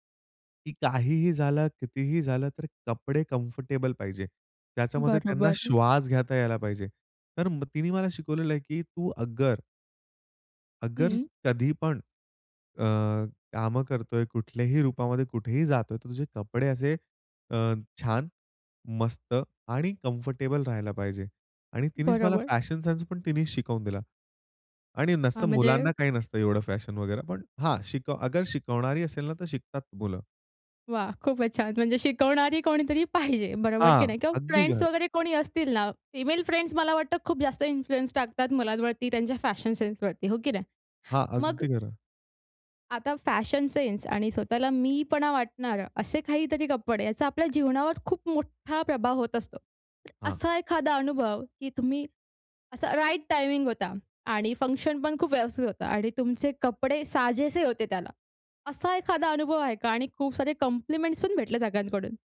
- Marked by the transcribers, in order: in English: "कम्फर्टेबल"; in English: "कम्फर्टेबल"; in English: "फॅशन सेन्स"; in English: "फॅशन"; in English: "फ्रेंड्स"; in English: "फिमेल फ्रेंड"; in English: "इन्फ्लुअन्स"; in English: "फॅशन सेन्सवरती"; in English: "फॅशन सेन्स"; tapping; in English: "राईट टायमिंग"; in English: "फंक्शनपण"; in English: "कॉम्प्लिमेंट्स"
- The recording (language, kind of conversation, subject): Marathi, podcast, कोणत्या कपड्यांमध्ये आपण सर्वांत जास्त स्वतःसारखे वाटता?